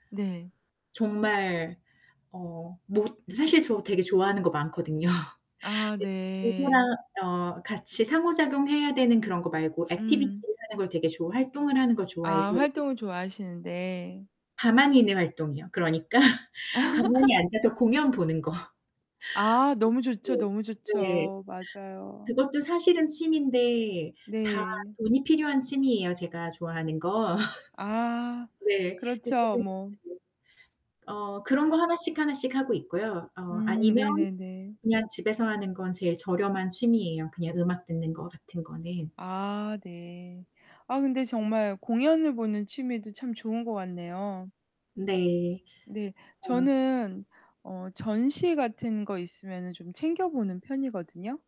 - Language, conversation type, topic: Korean, unstructured, 취미를 시작할 때 가장 중요한 것은 무엇일까요?
- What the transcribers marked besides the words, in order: distorted speech; in English: "activity를"; other background noise; laughing while speaking: "그러니까"; laugh; laugh; unintelligible speech